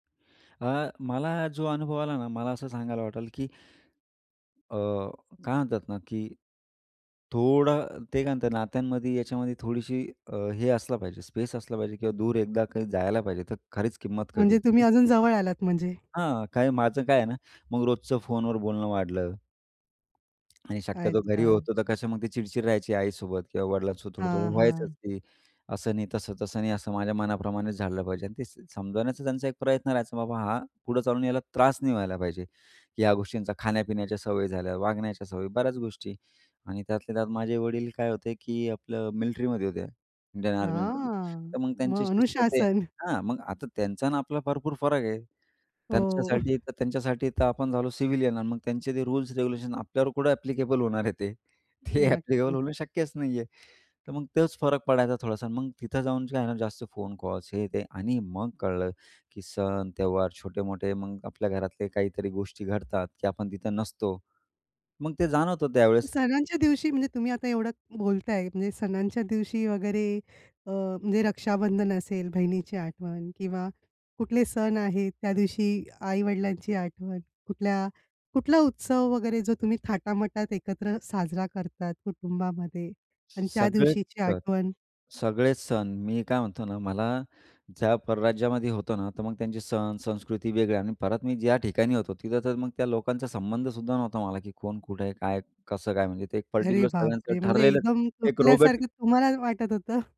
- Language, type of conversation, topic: Marathi, podcast, लांब राहूनही कुटुंबाशी प्रेम जपण्यासाठी काय कराल?
- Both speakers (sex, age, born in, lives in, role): female, 35-39, India, India, host; male, 35-39, India, India, guest
- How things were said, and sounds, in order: in English: "स्पेस"; tapping; other background noise; in English: "रूल्स रेग्युलेशन"; in English: "एप्लीकेबल"; in English: "एप्लीकेबल"